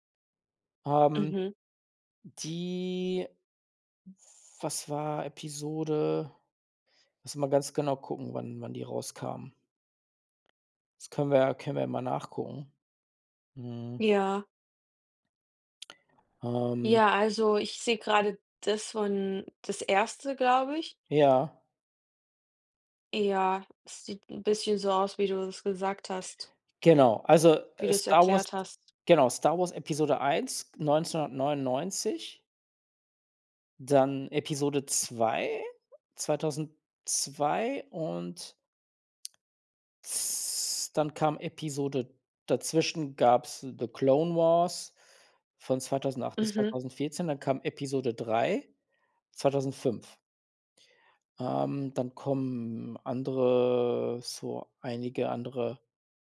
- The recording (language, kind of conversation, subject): German, unstructured, Wie hat sich die Darstellung von Technologie in Filmen im Laufe der Jahre entwickelt?
- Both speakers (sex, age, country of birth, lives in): female, 30-34, Germany, Germany; male, 40-44, Germany, Portugal
- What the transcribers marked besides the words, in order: drawn out: "z"